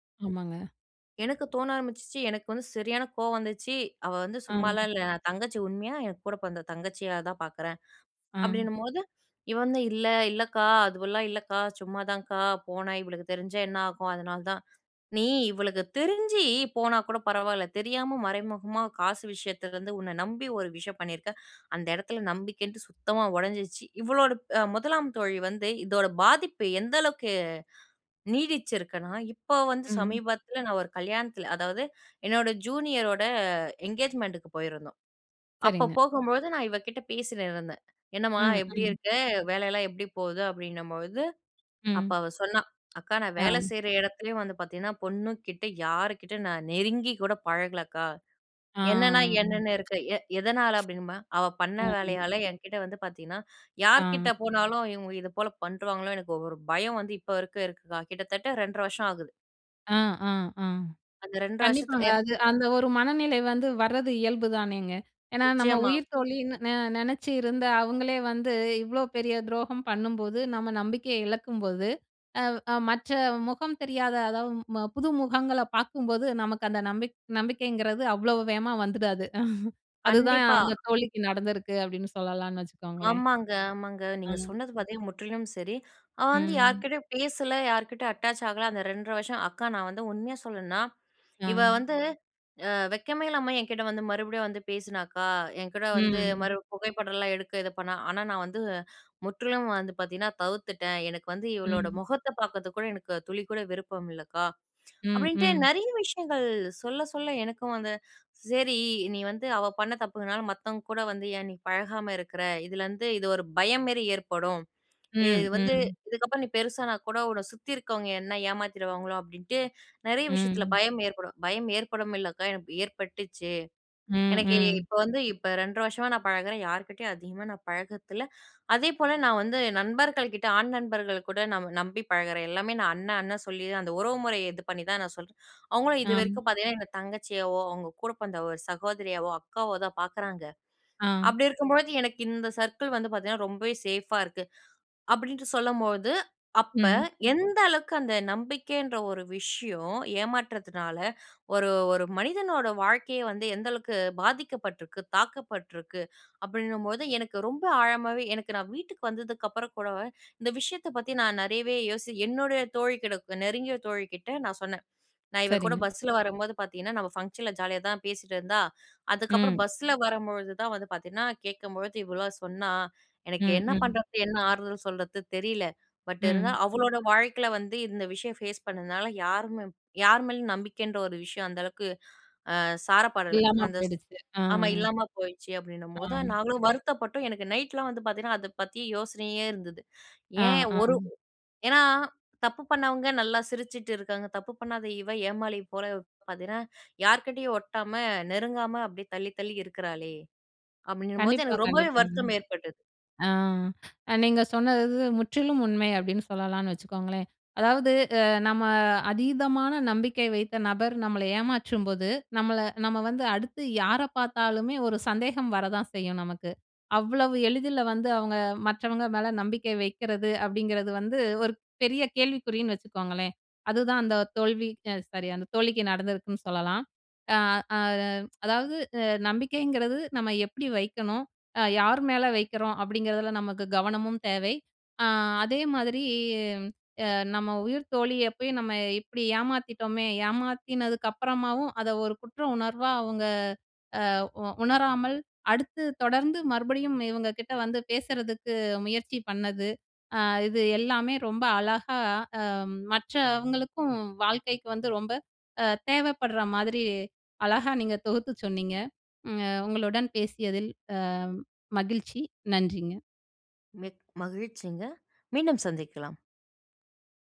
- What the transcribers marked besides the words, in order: other background noise; in English: "ஜூனியரோட, எங்கேஜ்மெண்ட்டுக்கு"; drawn out: "ஆ"; unintelligible speech; chuckle; in English: "அட்டாச்"; in English: "சர்க்கிள்"; in English: "சேஃப்பா"; in English: "ஃபங்ஷன்ல ஜாலியா"; in English: "பட்"; in English: "ஃபேஸ்"; in English: "சாரி"; drawn out: "மாதிரி"
- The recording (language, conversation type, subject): Tamil, podcast, நம்பிக்கையை மீண்டும் கட்டுவது எப்படி?